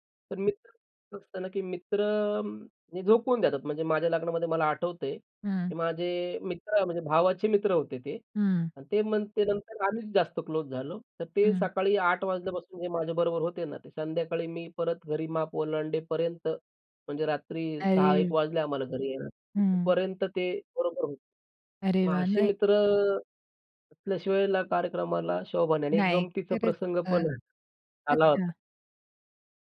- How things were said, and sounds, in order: other noise
- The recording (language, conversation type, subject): Marathi, podcast, लग्नाचा दिवस तुमच्यासाठी कसा गेला?